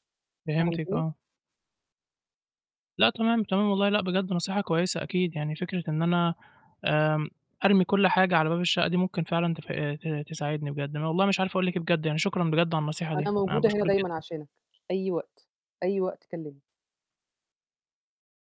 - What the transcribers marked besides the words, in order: other background noise
- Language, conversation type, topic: Arabic, advice, إزاي تصفّح الموبايل بالليل بيأثر على نومك؟